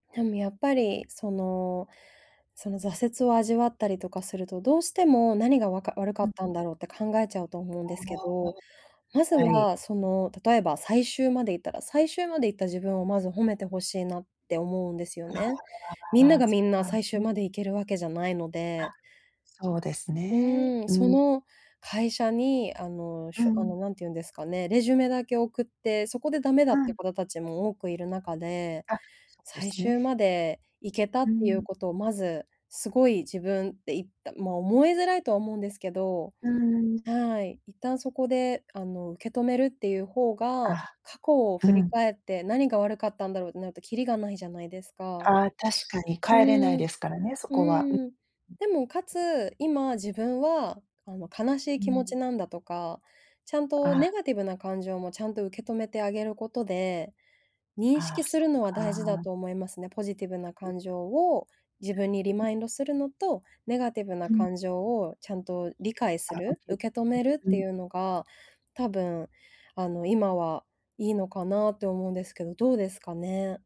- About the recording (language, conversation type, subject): Japanese, advice, 挫折したとき、どのように自分をケアすればよいですか？
- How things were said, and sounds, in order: other noise; other background noise